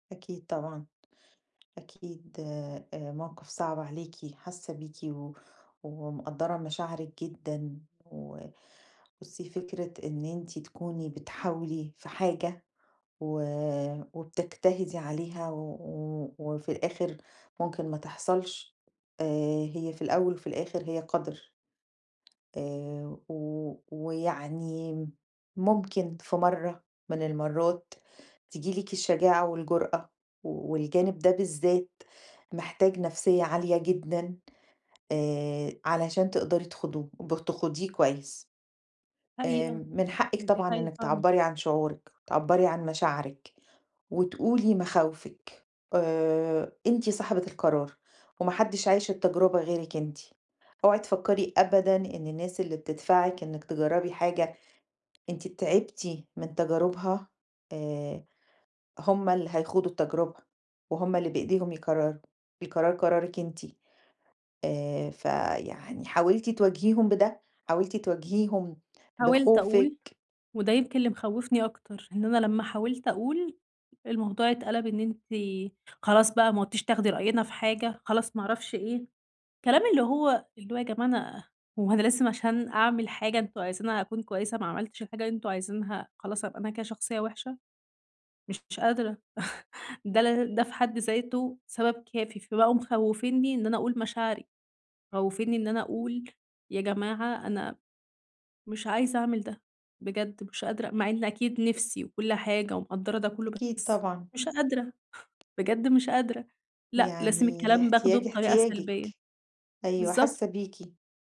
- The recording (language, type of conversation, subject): Arabic, advice, إزاي أتكلم عن مخاوفي من غير ما أحس بخجل أو أخاف من حكم الناس؟
- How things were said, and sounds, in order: tapping; unintelligible speech; laugh